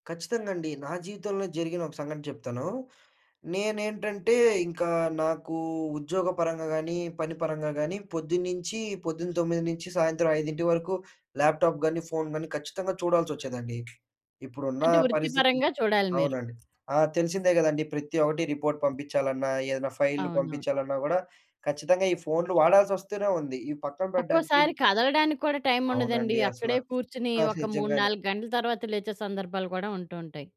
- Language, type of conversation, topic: Telugu, podcast, మీ ఇంట్లో తెర ముందు గడిపే సమయానికి సంబంధించిన నియమాలు ఎలా ఉన్నాయి?
- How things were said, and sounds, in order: in English: "ల్యాప్ టాప్"; tapping; in English: "రిపోర్ట్"; other background noise